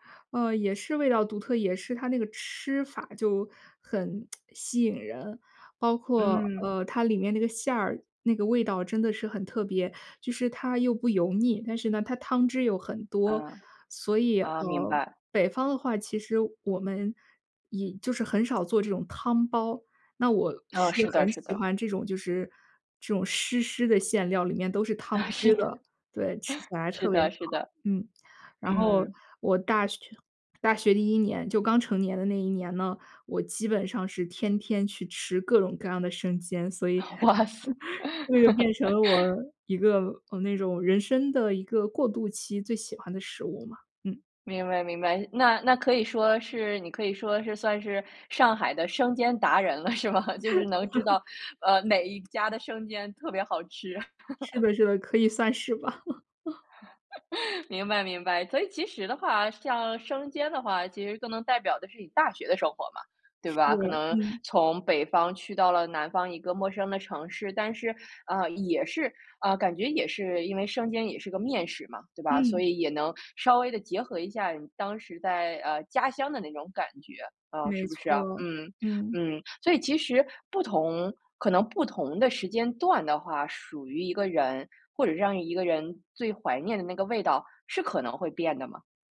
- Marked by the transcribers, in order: lip smack; laughing while speaking: "啊，是的"; laugh; laugh; laughing while speaking: "啊，哇塞"; laugh; laughing while speaking: "了是吧？就是"; laugh; laugh; laugh
- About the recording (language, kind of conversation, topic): Chinese, podcast, 你能分享一道让你怀念的童年味道吗？